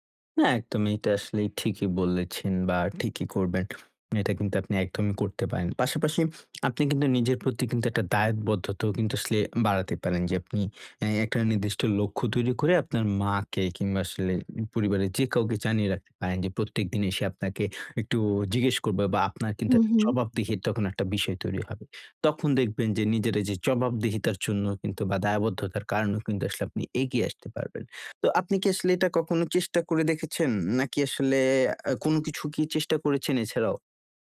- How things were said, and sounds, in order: none
- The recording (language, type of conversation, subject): Bengali, advice, সোশ্যাল মিডিয়ার ব্যবহার সীমিত করে আমি কীভাবে মনোযোগ ফিরিয়ে আনতে পারি?